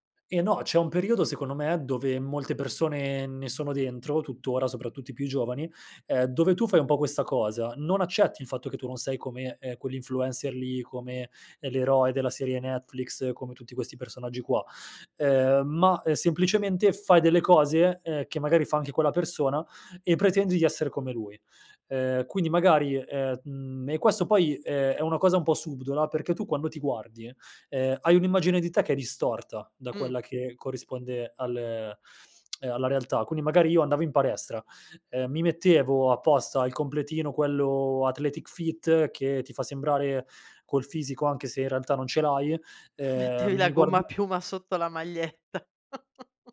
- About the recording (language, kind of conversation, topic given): Italian, podcast, Quale ruolo ha l’onestà verso te stesso?
- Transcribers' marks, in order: tongue click; in English: "athletic fit"; chuckle